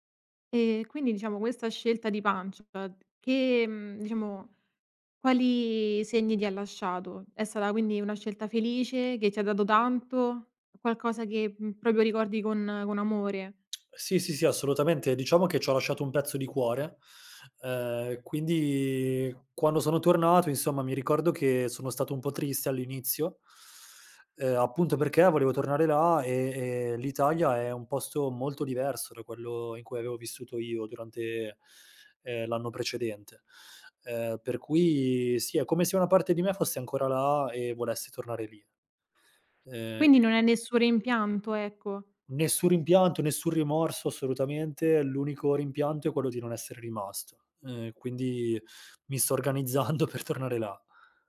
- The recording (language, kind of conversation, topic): Italian, podcast, Raccontami di una volta in cui hai seguito il tuo istinto: perché hai deciso di fidarti di quella sensazione?
- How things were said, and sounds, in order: laughing while speaking: "organizzando"